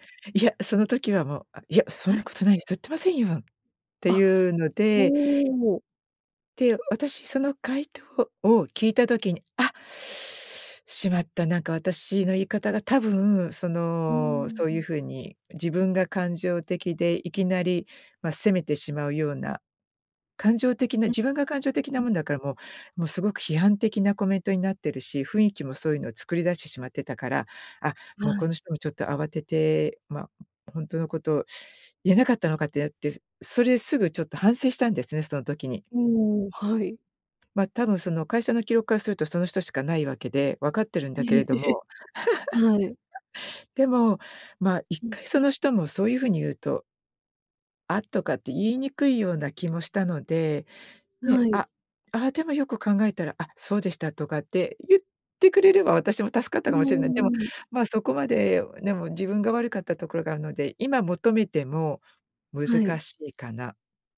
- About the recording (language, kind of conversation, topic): Japanese, podcast, 相手を責めずに伝えるには、どう言えばいいですか？
- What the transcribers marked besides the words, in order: teeth sucking; other background noise; laugh; laugh